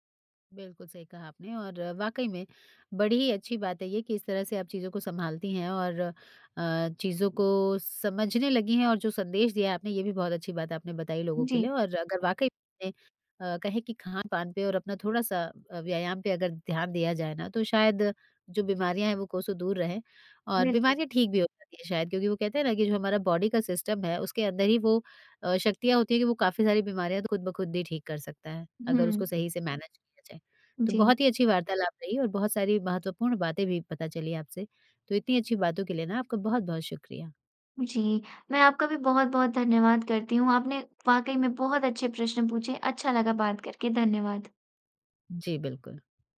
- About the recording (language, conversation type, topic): Hindi, podcast, खाने की बुरी आदतों पर आपने कैसे काबू पाया?
- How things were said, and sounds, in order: other background noise; in English: "बॉडी"; in English: "सिस्टम"; in English: "मैनेज"